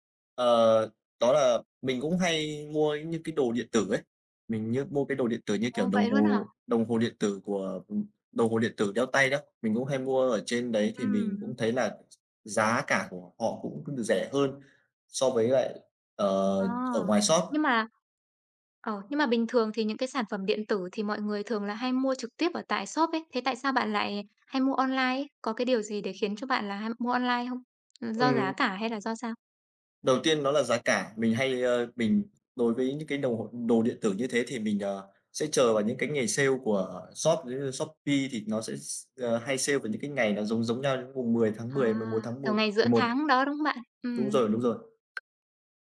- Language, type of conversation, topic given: Vietnamese, podcast, Bạn có thể kể về lần mua sắm trực tuyến khiến bạn ấn tượng nhất không?
- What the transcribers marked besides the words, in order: tapping; other background noise